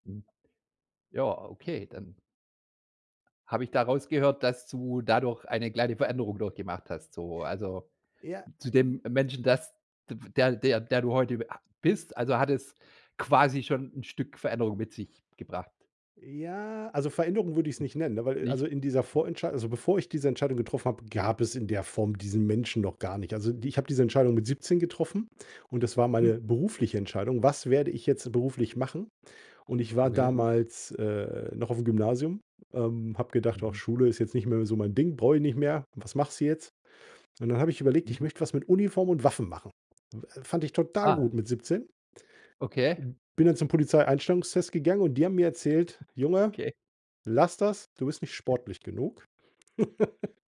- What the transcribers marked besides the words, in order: other background noise; laugh
- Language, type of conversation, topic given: German, podcast, Welche Entscheidung hat dein Leben stark verändert?